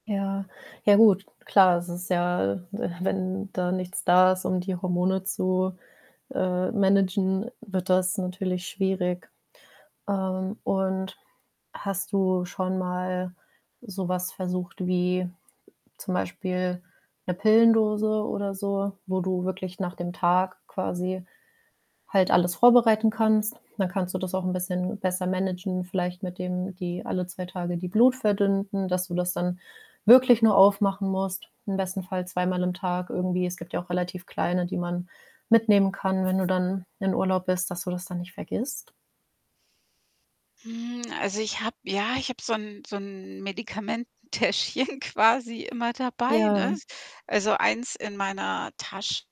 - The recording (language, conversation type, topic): German, advice, Wie kommt es bei dir dazu, dass du Medikamente oder Nahrungsergänzungsmittel vergisst oder sie unregelmäßig einnimmst?
- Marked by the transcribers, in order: static; chuckle; other background noise; laughing while speaking: "Täschchen"; distorted speech